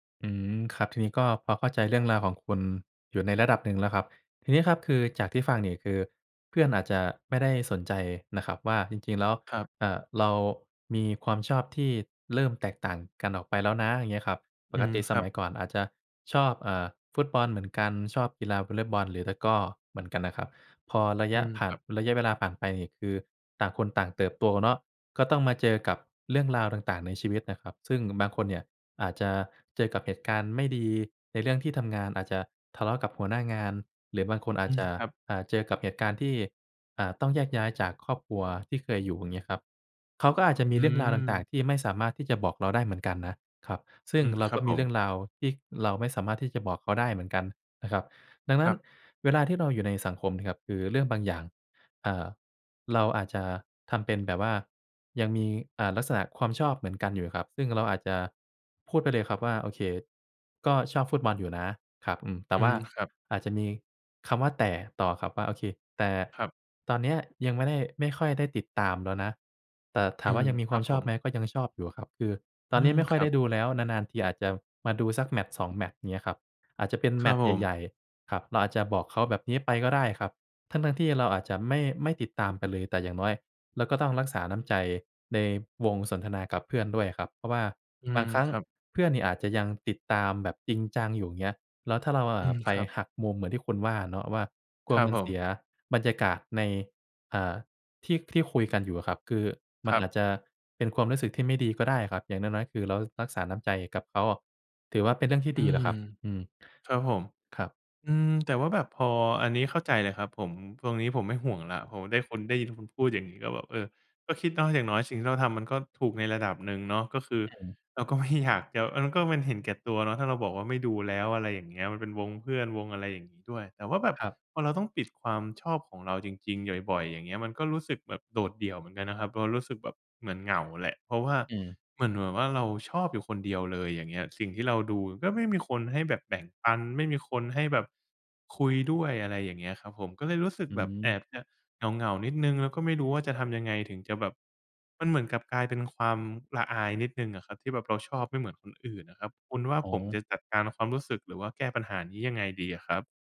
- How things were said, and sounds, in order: other background noise; tapping; laughing while speaking: "ไม่อยาก"; "บ่อย ๆ" said as "หย่อยบ่อย"
- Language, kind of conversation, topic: Thai, advice, คุณเคยซ่อนความชอบที่ไม่เหมือนคนอื่นเพื่อให้คนรอบตัวคุณยอมรับอย่างไร?